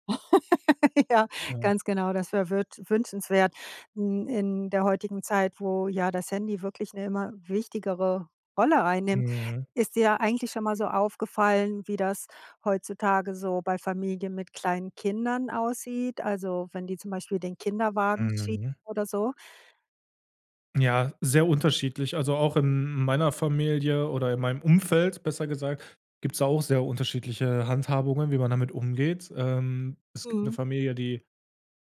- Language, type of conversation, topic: German, podcast, Wie beeinflusst dein Handy deine Beziehungen im Alltag?
- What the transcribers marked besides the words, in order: laugh